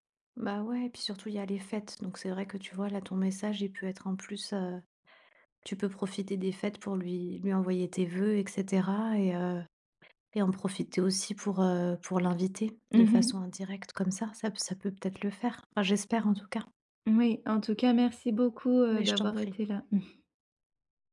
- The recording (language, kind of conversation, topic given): French, advice, Comment gérer l’éloignement entre mon ami et moi ?
- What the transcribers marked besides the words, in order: tapping; chuckle